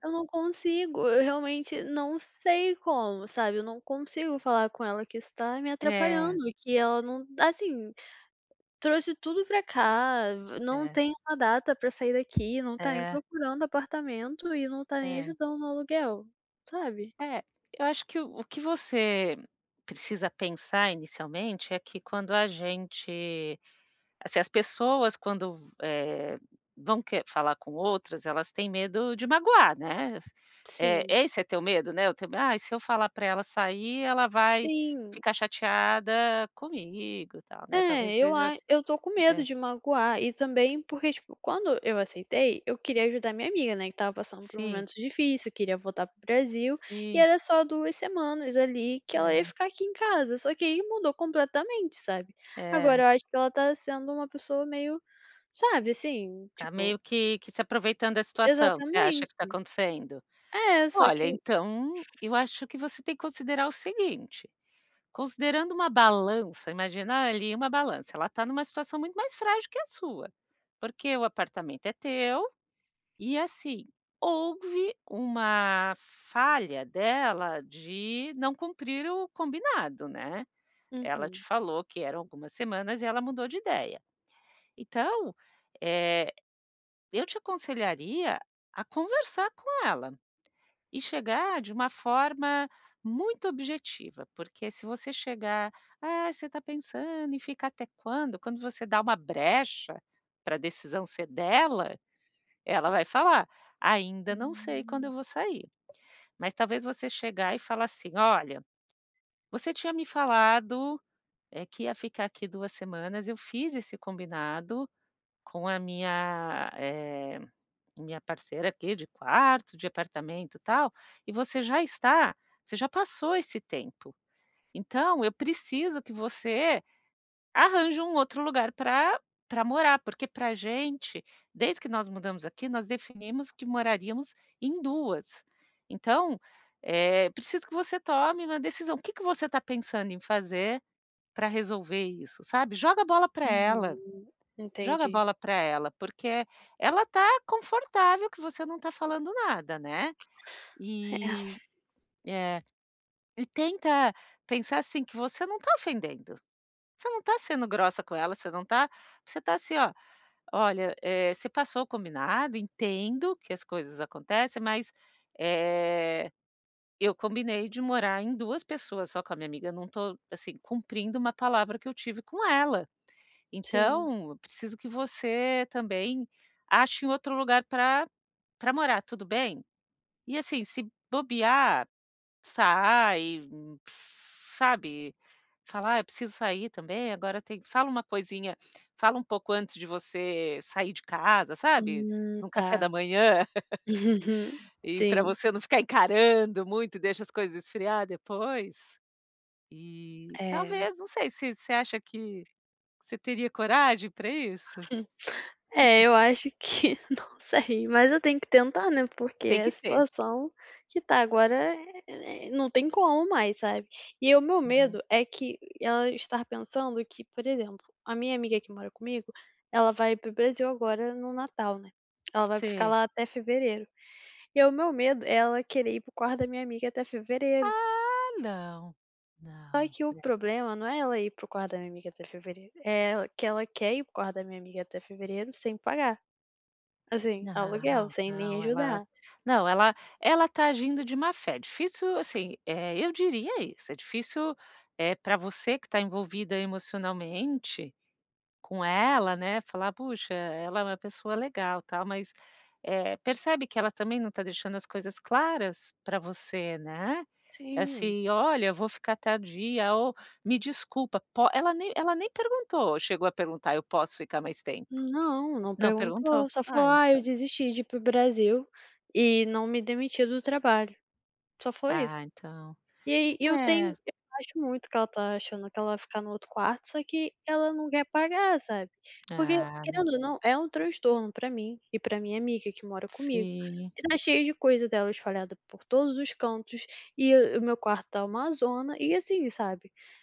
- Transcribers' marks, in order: tapping; other background noise; put-on voice: "Ah, você tá pensando em fica até quando?"; exhale; chuckle; laugh; other noise; chuckle
- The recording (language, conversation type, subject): Portuguese, advice, Como posso negociar limites sem perder a amizade?